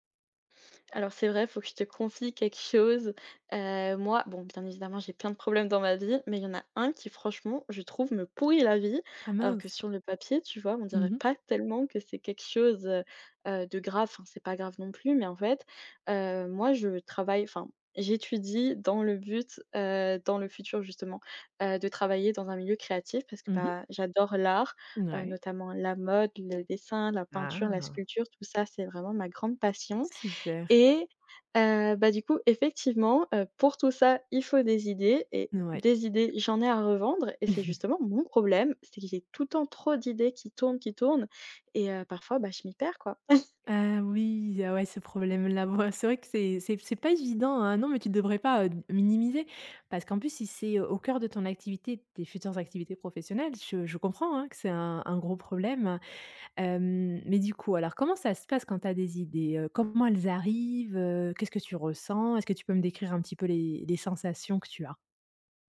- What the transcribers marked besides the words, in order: tapping; chuckle; chuckle
- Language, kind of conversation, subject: French, advice, Comment choisir une idée à développer quand vous en avez trop ?